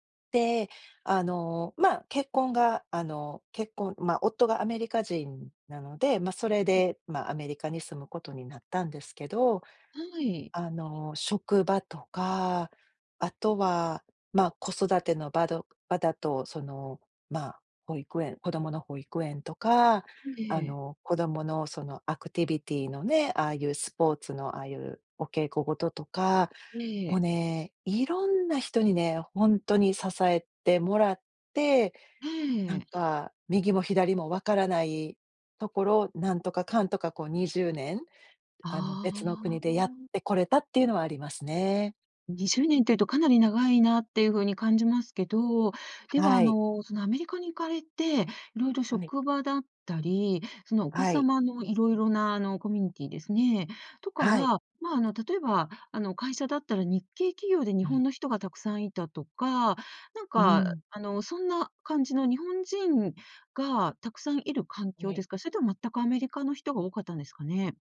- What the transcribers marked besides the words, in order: none
- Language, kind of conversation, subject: Japanese, podcast, 支えになった人やコミュニティはありますか？